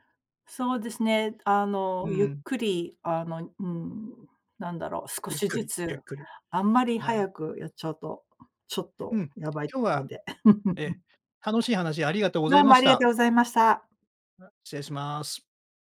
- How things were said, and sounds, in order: laugh
- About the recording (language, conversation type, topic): Japanese, podcast, 多様な人が一緒に暮らすには何が大切ですか？